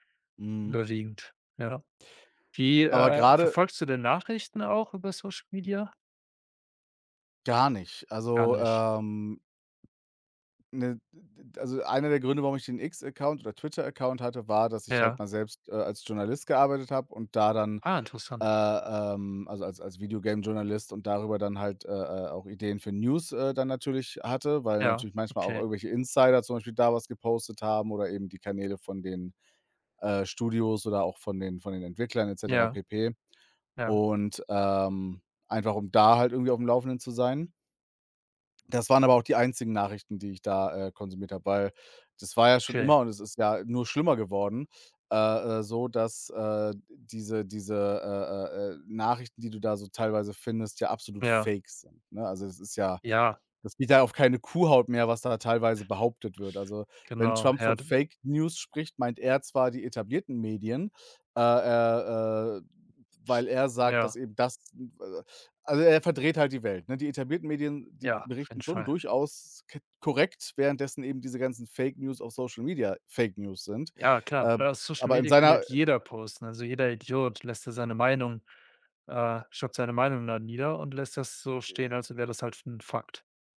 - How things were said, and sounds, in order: other background noise; tapping; snort
- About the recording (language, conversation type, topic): German, unstructured, Wie beeinflussen soziale Medien unsere Wahrnehmung von Nachrichten?